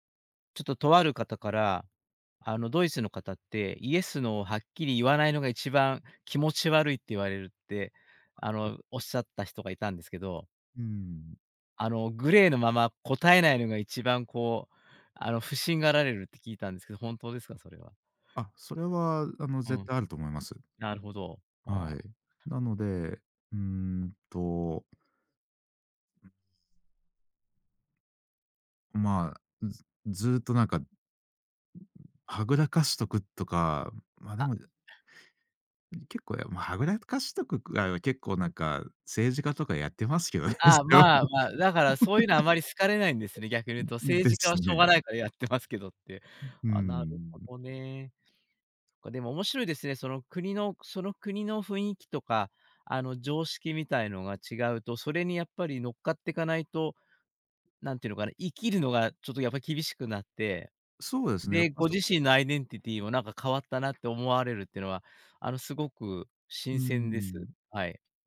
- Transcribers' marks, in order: other background noise; tapping; other noise; laughing while speaking: "それは"; laugh
- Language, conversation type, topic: Japanese, podcast, アイデンティティが変わったと感じた経験はありますか？